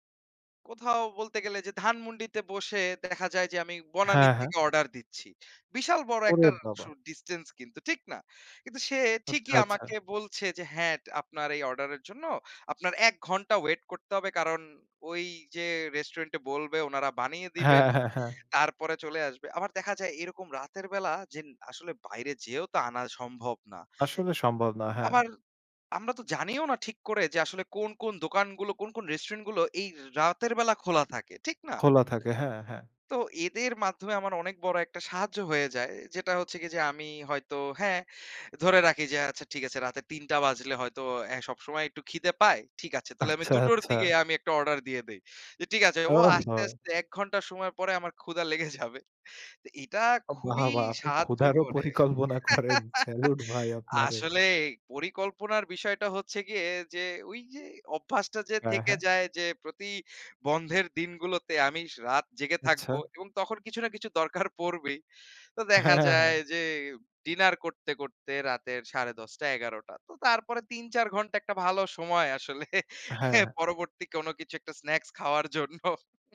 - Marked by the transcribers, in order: tapping; laughing while speaking: "অ বাহ! বাহ! আপনি ক্ষুধারও পরিকল্পনা করেন, স্যালুট ভাই আপনারে"; laughing while speaking: "লেগে যাবে"; laugh; in English: "ডিনার"; laughing while speaking: "আসলে"; in English: "স্নাকস"; laughing while speaking: "খাওয়ার জন্য"
- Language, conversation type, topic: Bengali, unstructured, অ্যাপগুলি আপনার জীবনে কোন কোন কাজ সহজ করেছে?